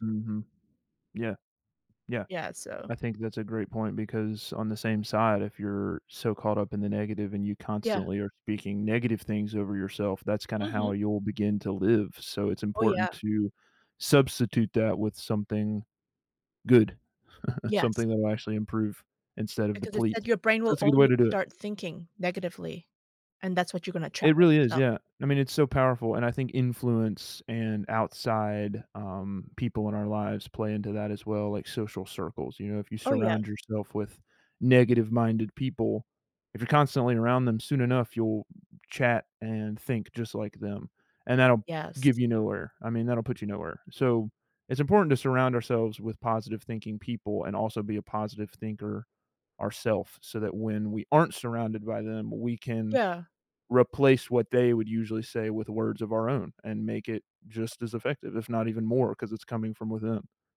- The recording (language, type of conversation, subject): English, unstructured, What should I do when stress affects my appetite, mood, or energy?
- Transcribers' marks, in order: chuckle